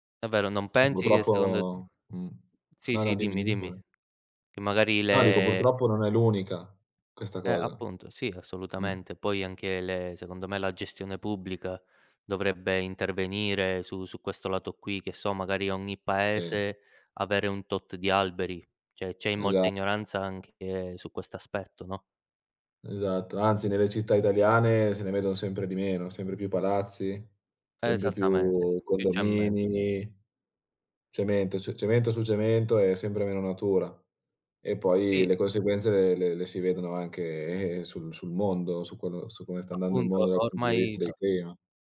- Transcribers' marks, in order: tapping; "cemento" said as "cemmento"
- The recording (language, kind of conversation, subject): Italian, unstructured, Cosa pensi della perdita delle foreste nel mondo?
- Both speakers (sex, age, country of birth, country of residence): male, 20-24, Italy, Italy; male, 25-29, Italy, Italy